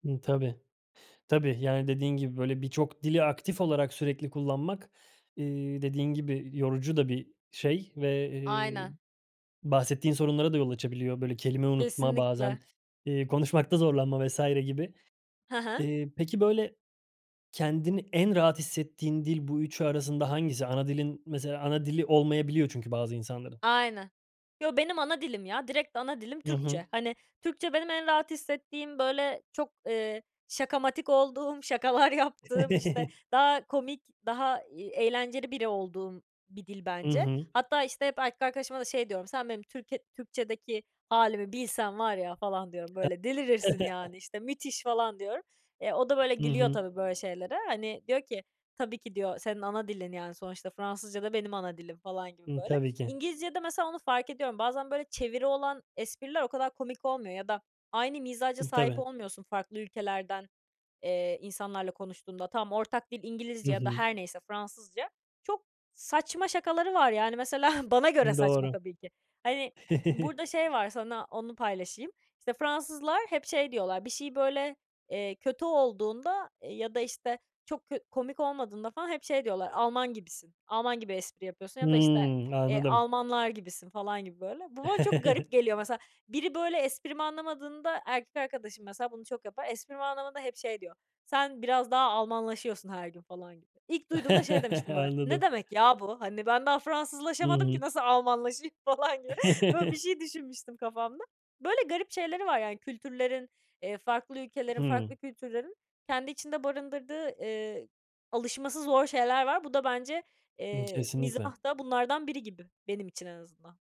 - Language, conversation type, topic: Turkish, podcast, İki dil arasında geçiş yapmak günlük hayatını nasıl değiştiriyor?
- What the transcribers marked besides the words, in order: other background noise; tapping; chuckle; chuckle; other noise; laughing while speaking: "mesela"; chuckle; chuckle; chuckle; chuckle; laughing while speaking: "falan gibi"